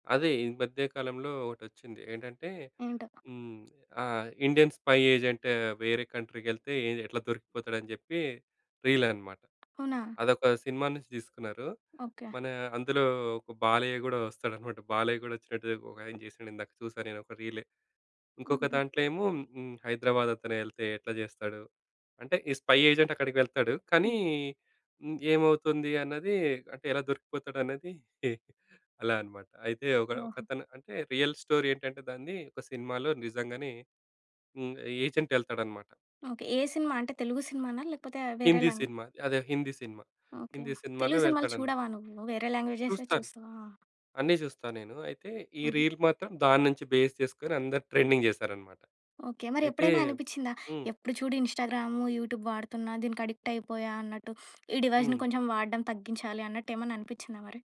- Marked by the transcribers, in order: tapping; in English: "ఇండియన్ స్పై"; in English: "రీల్"; in English: "స్పై ఏజెంట్"; in English: "రియల్ స్టోరీ"; in English: "ఏజెంట్"; in English: "లాంగ్వేజెస్"; in English: "రీల్"; in English: "బేస్"; in English: "ట్రెండింగ్"; in English: "యూట్యూబ్"; in English: "అడిక్ట్"; in English: "డివైస్‌ని"
- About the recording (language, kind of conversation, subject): Telugu, podcast, డిజిటల్ డివైడ్‌ను ఎలా తగ్గించాలి?